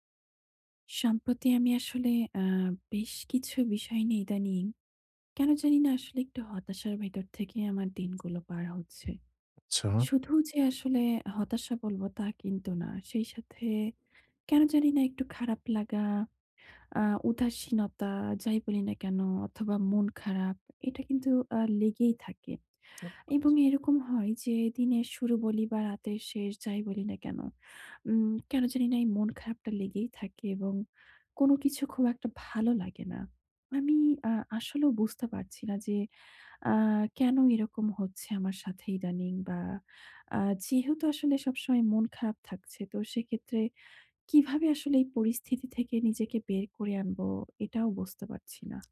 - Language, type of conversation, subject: Bengali, advice, মানসিক নমনীয়তা গড়ে তুলে আমি কীভাবে দ্রুত ও শান্তভাবে পরিবর্তনের সঙ্গে মানিয়ে নিতে পারি?
- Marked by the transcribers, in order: unintelligible speech